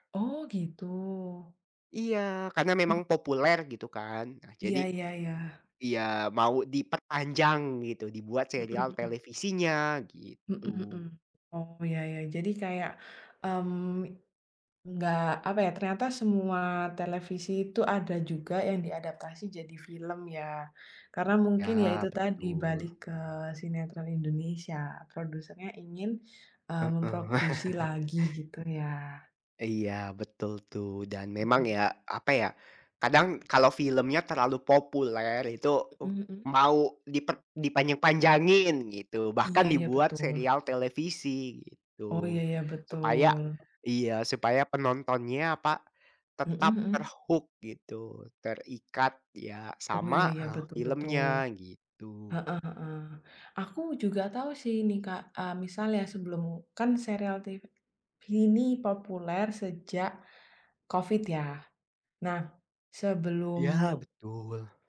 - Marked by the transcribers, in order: tapping; chuckle; other background noise; in English: "ter-hook"
- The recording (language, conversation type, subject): Indonesian, unstructured, Apa yang lebih Anda nikmati: menonton serial televisi atau film?